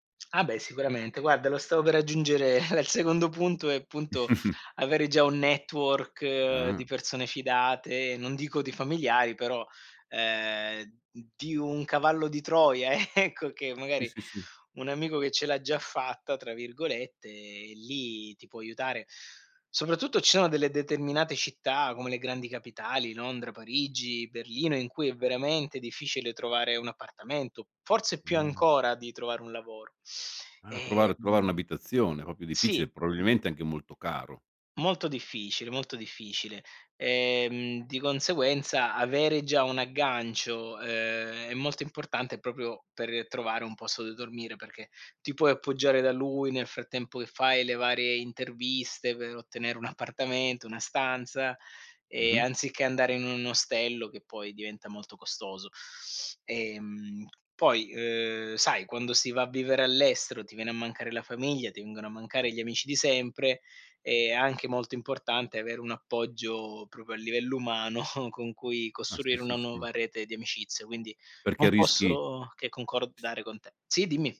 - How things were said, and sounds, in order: laughing while speaking: "era il secondo punto"; chuckle; in English: "network"; chuckle; laughing while speaking: "ecco"; other background noise; chuckle
- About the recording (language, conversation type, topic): Italian, podcast, Che consigli daresti a chi vuole cominciare oggi?
- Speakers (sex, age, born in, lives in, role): male, 40-44, Italy, Germany, guest; male, 55-59, Italy, Italy, host